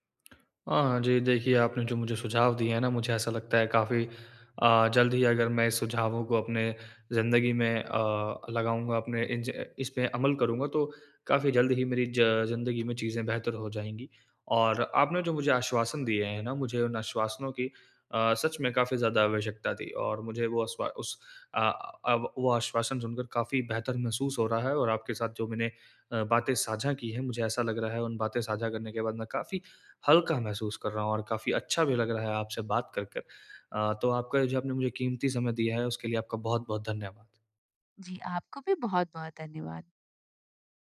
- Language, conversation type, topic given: Hindi, advice, मैं बीती हुई उम्मीदों और अधूरे सपनों को अपनाकर आगे कैसे बढ़ूँ?
- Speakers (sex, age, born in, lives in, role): female, 30-34, India, India, advisor; male, 20-24, India, India, user
- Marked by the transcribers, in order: tapping